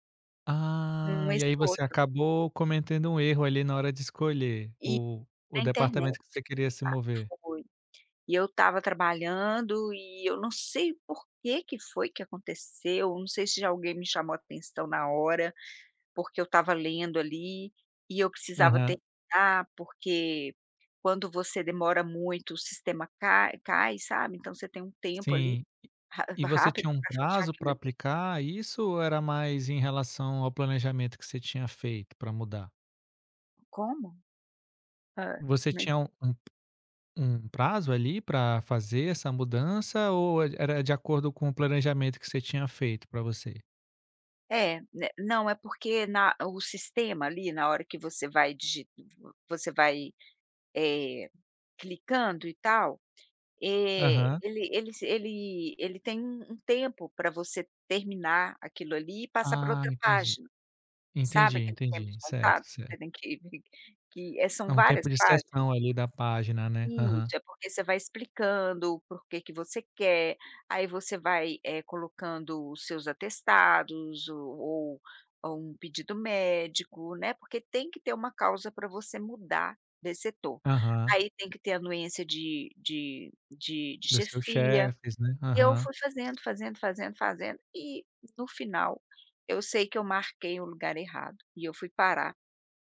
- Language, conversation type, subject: Portuguese, podcast, Quando foi que um erro seu acabou abrindo uma nova porta?
- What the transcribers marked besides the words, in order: unintelligible speech; tapping; other background noise; chuckle